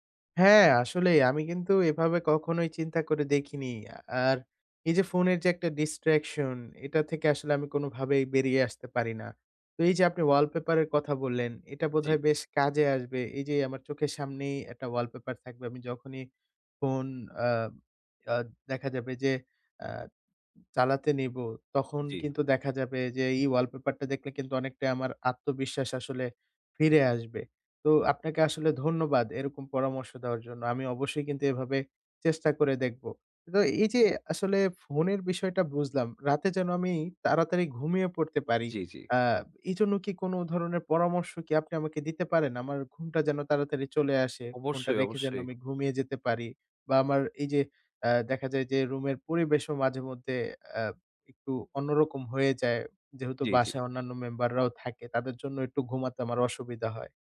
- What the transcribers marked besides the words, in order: in English: "distraction"; "তো" said as "রো"; tapping
- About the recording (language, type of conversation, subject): Bengali, advice, রাতে ঘুম ঠিক রাখতে কতক্ষণ পর্যন্ত ফোনের পর্দা দেখা নিরাপদ?